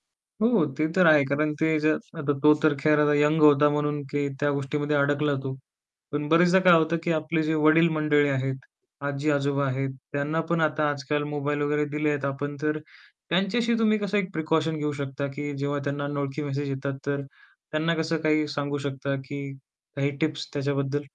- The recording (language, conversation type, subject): Marathi, podcast, अनोळखी लोकांचे संदेश तुम्ही कसे हाताळता?
- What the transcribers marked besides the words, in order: static; other background noise; in English: "प्रिकॉशन"